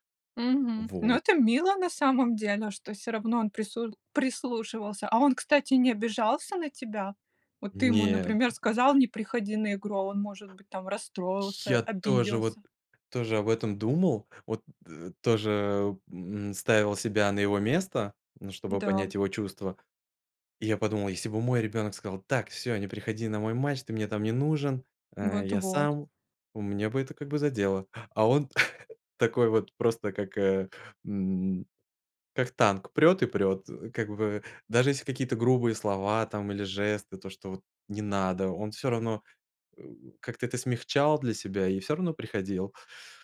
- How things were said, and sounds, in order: tapping; other noise; inhale; chuckle
- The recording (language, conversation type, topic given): Russian, podcast, Как на практике устанавливать границы с назойливыми родственниками?